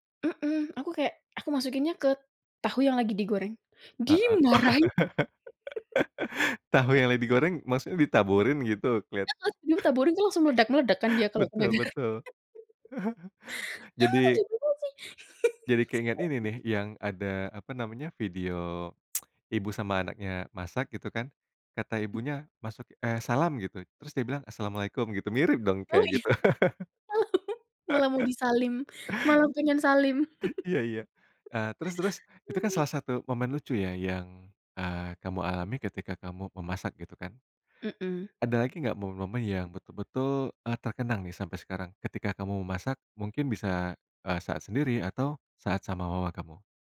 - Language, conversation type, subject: Indonesian, podcast, Apa pengalaman memasak favoritmu?
- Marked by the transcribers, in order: laugh; chuckle; chuckle; laughing while speaking: "garam"; laugh; chuckle; put-on voice: "Kamu tuh gimana sih?"; chuckle; laughing while speaking: "langsung panik"; tsk; other background noise; laughing while speaking: "iya"; laugh; chuckle; laugh; chuckle; laugh